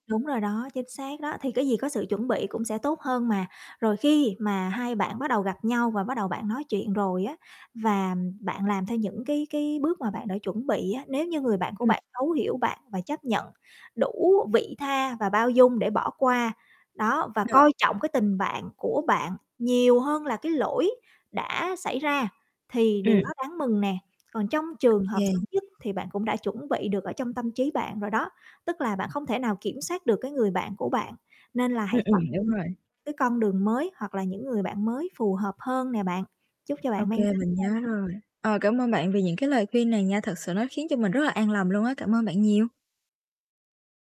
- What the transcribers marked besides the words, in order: static; tapping; other background noise; distorted speech; mechanical hum
- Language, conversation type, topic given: Vietnamese, advice, Làm sao để xin lỗi một cách chân thành khi bạn khó thừa nhận lỗi của mình?